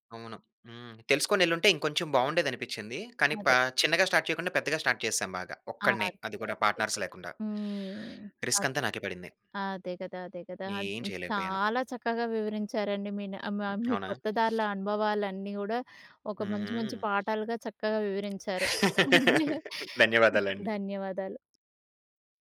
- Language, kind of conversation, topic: Telugu, podcast, నీవు అనుకున్న దారిని వదిలి కొత్త దారిని ఎప్పుడు ఎంచుకున్నావు?
- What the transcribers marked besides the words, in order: in English: "స్టార్ట్"; in English: "స్టార్ట్"; in English: "పార్ట్నర్స్"; in English: "రిస్క్"; tapping; laugh; chuckle